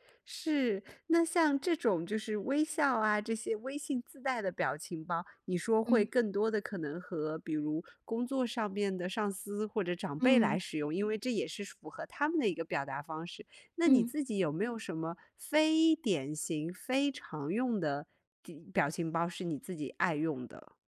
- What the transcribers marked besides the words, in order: none
- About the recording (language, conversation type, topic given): Chinese, podcast, 你平常怎么用表情包或 Emoji 来沟通？